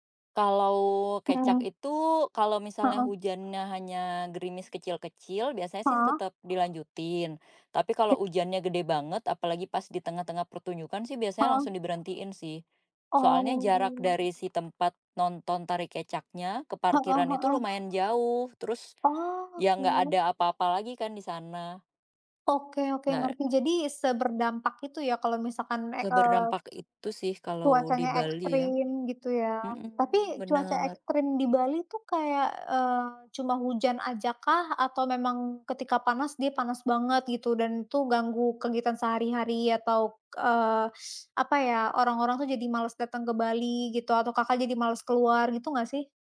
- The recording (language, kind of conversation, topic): Indonesian, unstructured, Bagaimana menurutmu perubahan iklim memengaruhi kehidupan sehari-hari?
- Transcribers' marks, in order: other background noise; tapping; drawn out: "Oh"; background speech; teeth sucking